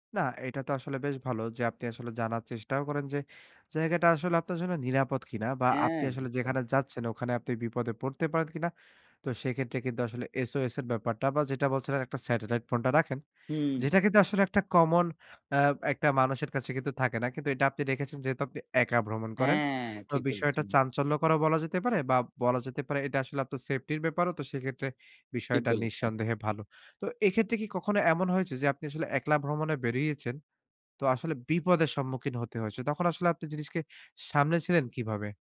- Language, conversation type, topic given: Bengali, podcast, একলা ভ্রমণে সবচেয়ে বড় ভয়কে তুমি কীভাবে মোকাবিলা করো?
- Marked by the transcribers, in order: none